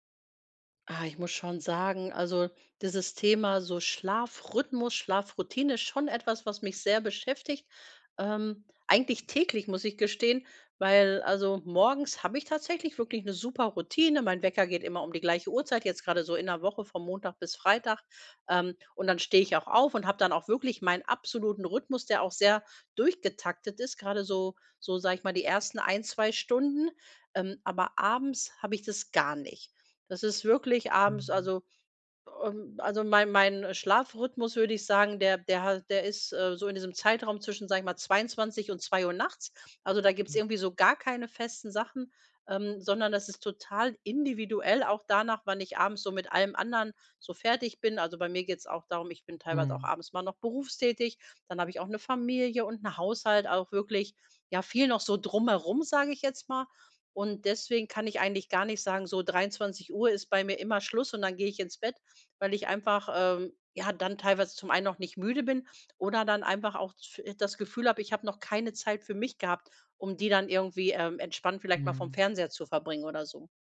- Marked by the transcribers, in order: none
- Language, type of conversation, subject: German, advice, Wie kann ich mir täglich feste Schlaf- und Aufstehzeiten angewöhnen?